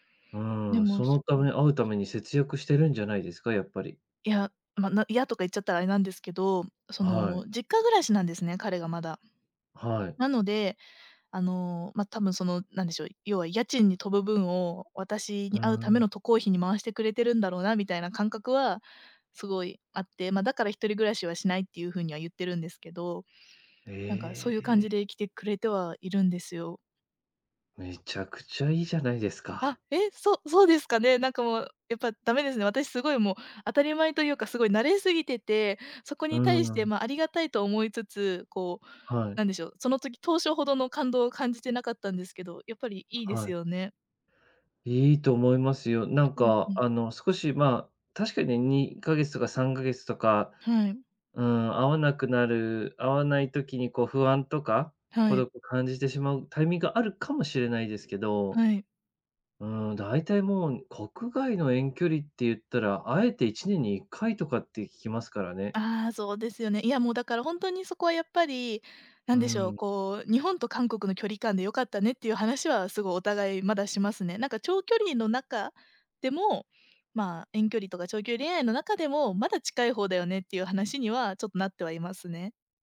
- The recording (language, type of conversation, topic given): Japanese, advice, 長距離恋愛で不安や孤独を感じるとき、どうすれば気持ちが楽になりますか？
- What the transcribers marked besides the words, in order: other background noise